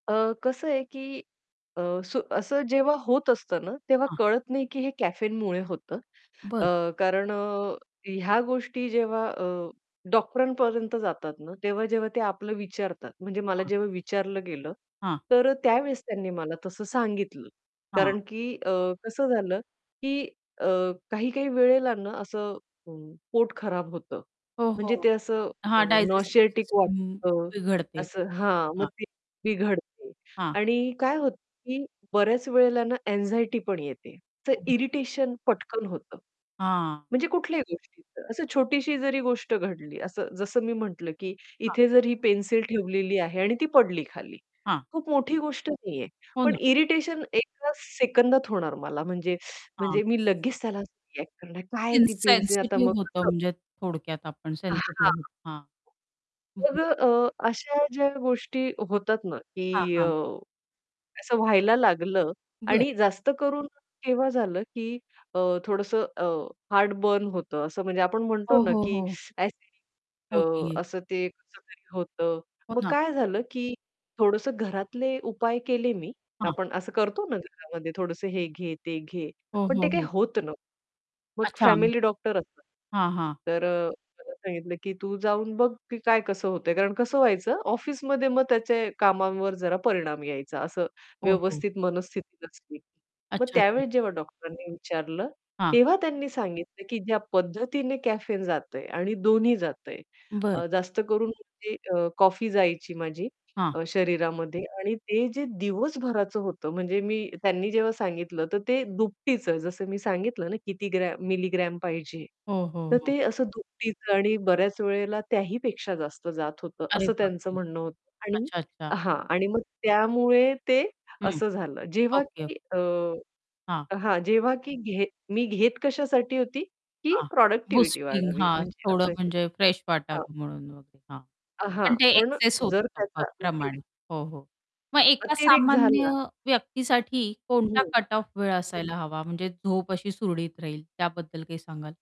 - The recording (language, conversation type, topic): Marathi, podcast, कॅफेइन कधी आणि किती प्रमाणात घ्यावे असे तुम्हाला वाटते?
- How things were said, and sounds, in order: static; in English: "कॅफेनमुळे"; in English: "नॉसिएटिक"; in English: "डायजेस्टिव्ह सिस्टमही"; distorted speech; in English: "अँक्साइटी"; in English: "इरिटेशन"; unintelligible speech; tapping; in English: "इरिटेशन"; other background noise; in English: "हार्ट बर्न"; teeth sucking; in English: "कॅफेन"; in English: "मिलीग्रॅम"; surprised: "अरे बापरे!"; in English: "प्रॉडक्टिव्हिटी"; in English: "बूस्टिंग"; in English: "फ्रेश"; in English: "एक्सेस"; in English: "कट ऑफ"